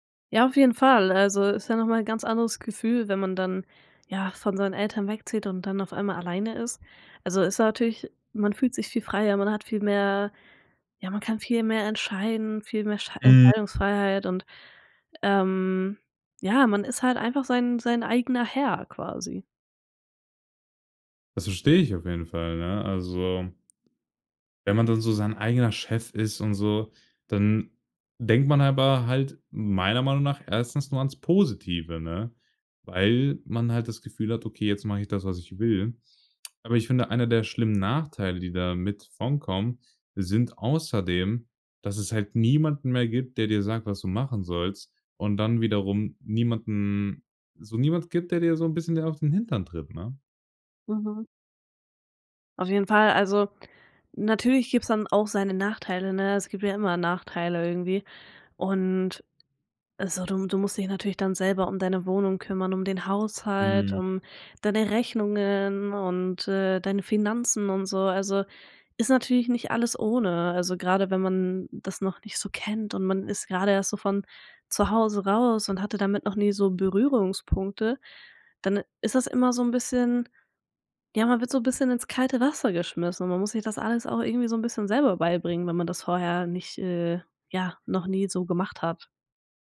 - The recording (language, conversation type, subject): German, podcast, Wie entscheidest du, ob du in deiner Stadt bleiben willst?
- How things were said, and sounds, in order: stressed: "Herr"; stressed: "Positive"; stressed: "Nachteile"; stressed: "niemanden"